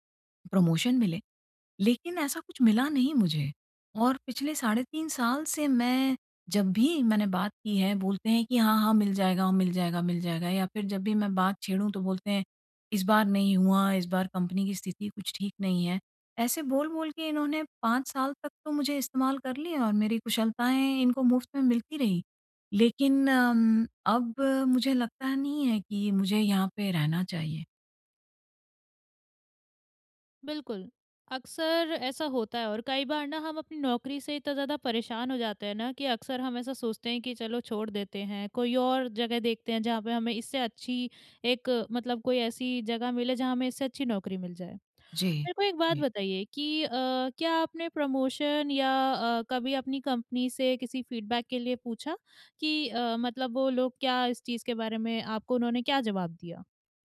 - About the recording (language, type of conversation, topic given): Hindi, advice, प्रमोन्नति और मान्यता न मिलने पर मुझे नौकरी कब बदलनी चाहिए?
- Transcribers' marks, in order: in English: "प्रमोशन"; in English: "प्रमोशन"; in English: "फीडबैक"